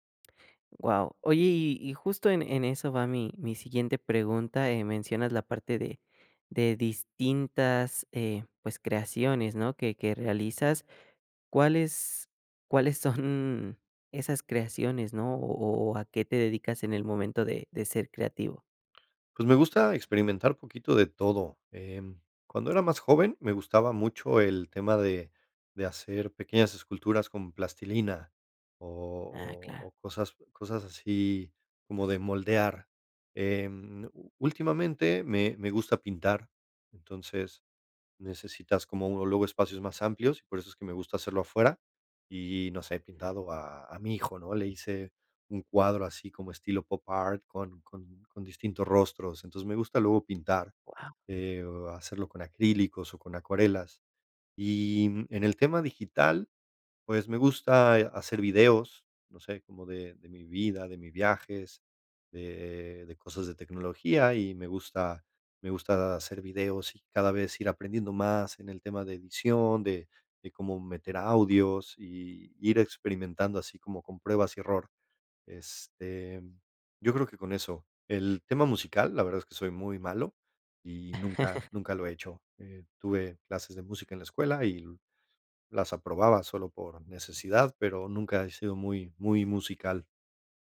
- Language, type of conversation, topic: Spanish, podcast, ¿Qué rutinas te ayudan a ser más creativo?
- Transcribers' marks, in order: laugh